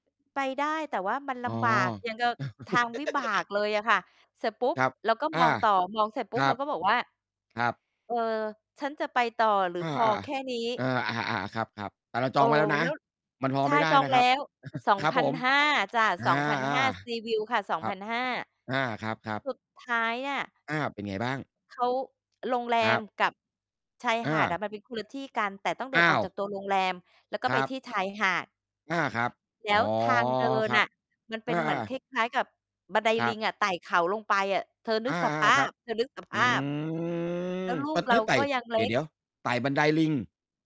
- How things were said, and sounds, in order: distorted speech; giggle; other background noise; chuckle; in English: "Sea View"; drawn out: "อืม"
- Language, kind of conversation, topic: Thai, unstructured, คุณเคยโดนโกงราคาค่าอาหารหรือของที่ระลึกตอนท่องเที่ยวไหม?